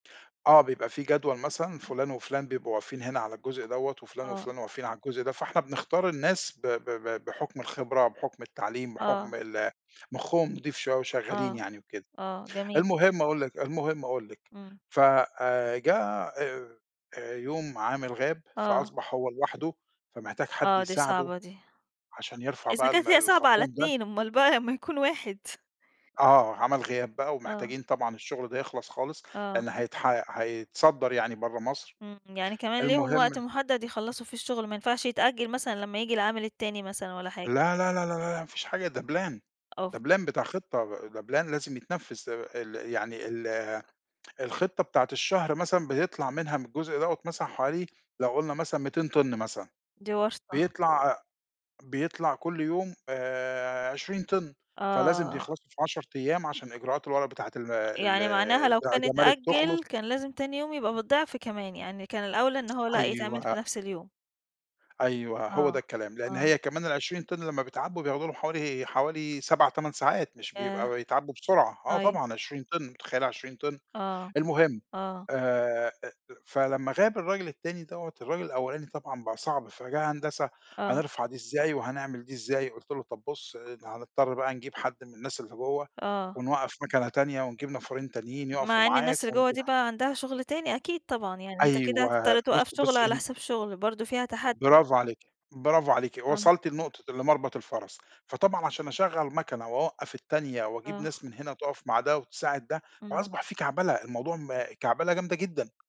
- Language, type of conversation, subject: Arabic, podcast, احكيلي عن لحظة حسّيت فيها بفخر كبير؟
- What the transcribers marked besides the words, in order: other background noise; in English: "Plan"; in English: "Plan"; in English: "Plan"; tapping; unintelligible speech; unintelligible speech